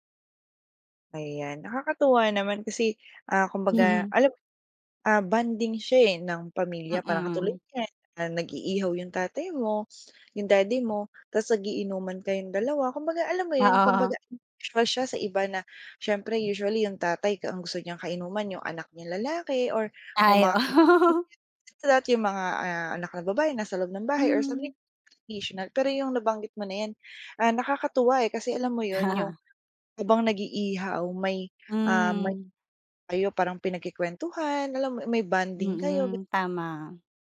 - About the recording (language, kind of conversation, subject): Filipino, podcast, Ano ang kuwento sa likod ng paborito mong ulam sa pamilya?
- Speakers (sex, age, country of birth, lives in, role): female, 25-29, Philippines, Philippines, host; female, 35-39, Philippines, Philippines, guest
- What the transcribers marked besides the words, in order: laughing while speaking: "Oo"; laughing while speaking: "oo"; unintelligible speech; unintelligible speech